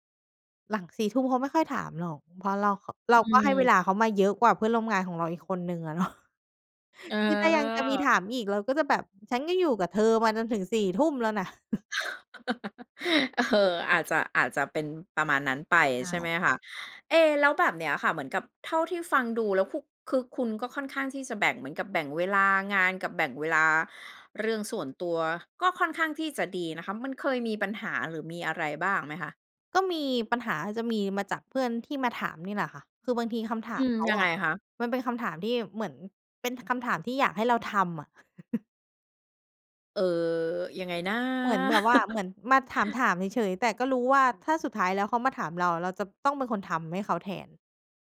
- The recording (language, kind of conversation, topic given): Thai, podcast, เล่าให้ฟังหน่อยว่าคุณจัดสมดุลระหว่างงานกับชีวิตส่วนตัวยังไง?
- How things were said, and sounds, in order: chuckle; chuckle; laugh; laughing while speaking: "เออ"; chuckle; laugh